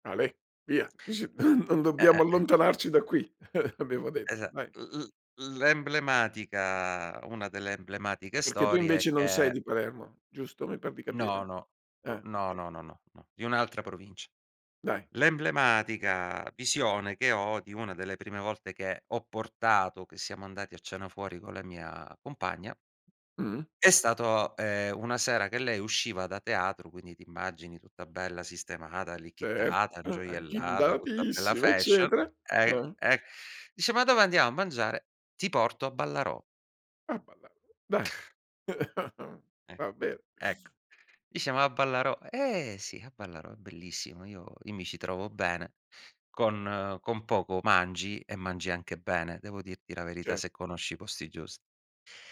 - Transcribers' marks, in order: laughing while speaking: "Dici: Non"; chuckle; tapping; other background noise; in English: "fashion"; unintelligible speech; cough
- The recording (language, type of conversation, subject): Italian, podcast, Qual è un cibo di strada che hai scoperto in un quartiere e che ti è rimasto impresso?